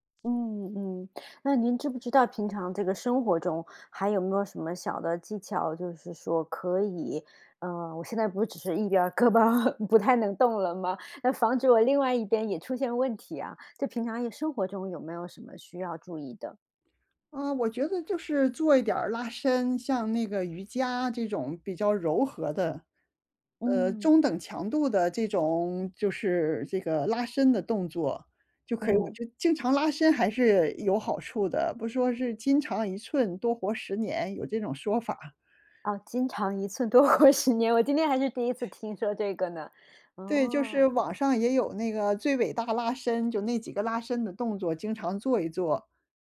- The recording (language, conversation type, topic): Chinese, advice, 受伤后我想恢复锻炼，但害怕再次受伤，该怎么办？
- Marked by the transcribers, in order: other background noise; laughing while speaking: "胳膊"; laughing while speaking: "多活十 年"